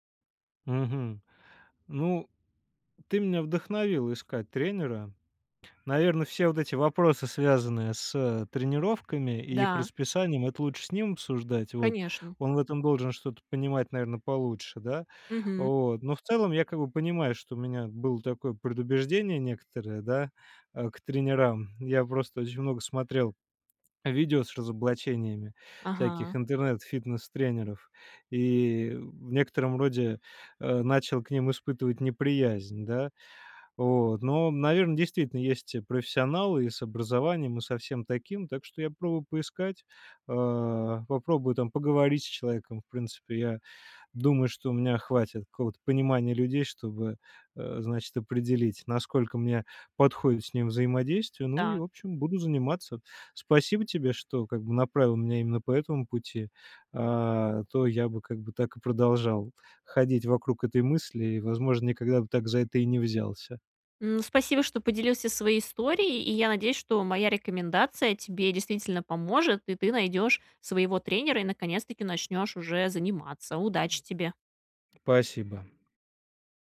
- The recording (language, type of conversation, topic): Russian, advice, Как перестать бояться начать тренироваться из-за перфекционизма?
- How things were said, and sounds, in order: none